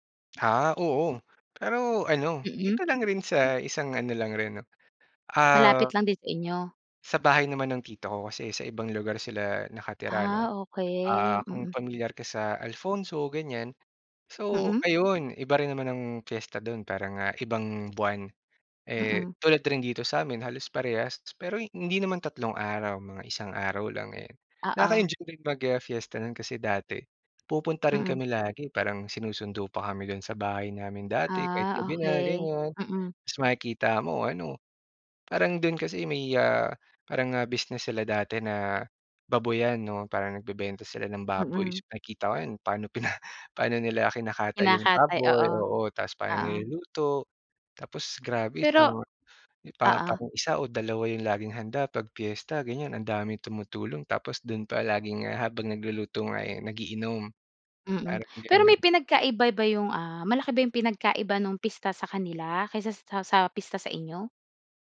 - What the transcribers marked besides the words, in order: background speech
- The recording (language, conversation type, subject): Filipino, podcast, May alaala ka ba ng isang pista o selebrasyon na talagang tumatak sa’yo?